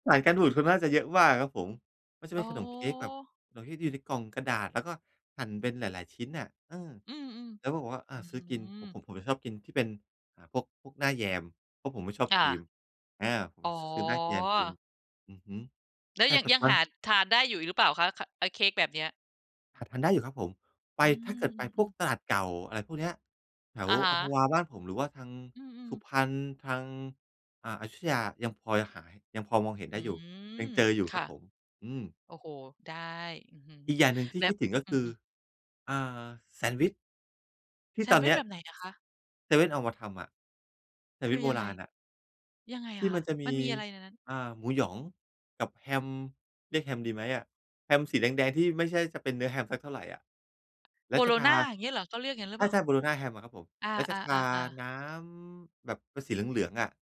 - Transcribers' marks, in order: tapping
- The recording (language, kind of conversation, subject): Thai, podcast, คุณช่วยเล่าเรื่องความทรงจำเกี่ยวกับอาหารตอนเด็กให้ฟังได้ไหม?